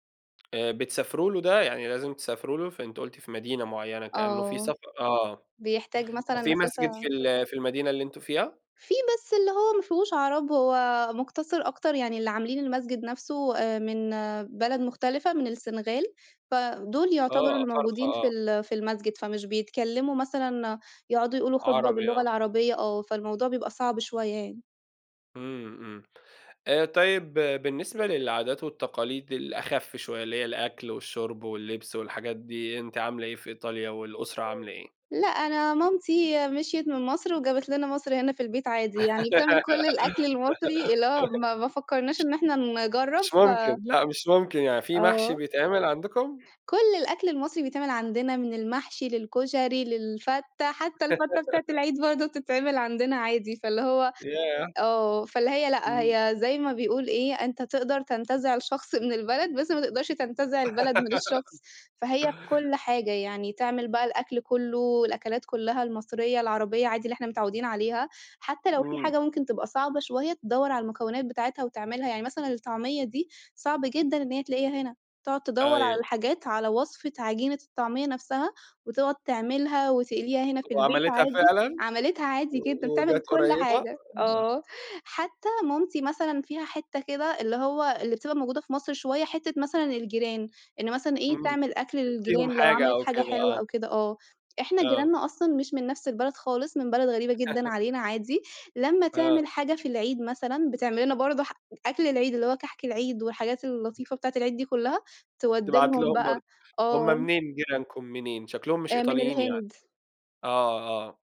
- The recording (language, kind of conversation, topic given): Arabic, podcast, إزاي الهجرة أثّرت على هويتك وإحساسك بالانتماء للوطن؟
- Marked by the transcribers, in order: other background noise; unintelligible speech; laugh; laugh; laughing while speaking: "من الشخص"; laugh; tapping; unintelligible speech; laugh; unintelligible speech